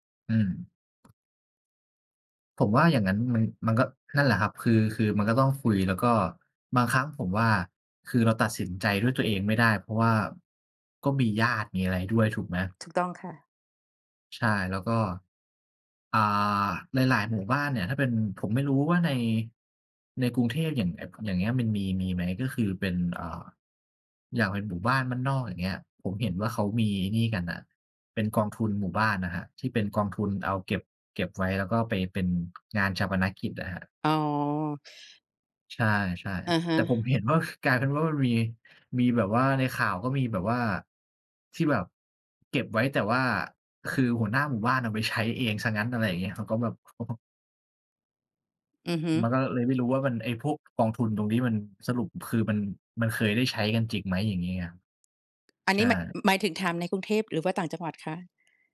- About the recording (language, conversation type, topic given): Thai, unstructured, เราควรเตรียมตัวอย่างไรเมื่อคนที่เรารักจากไป?
- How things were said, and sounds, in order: tapping; other background noise; unintelligible speech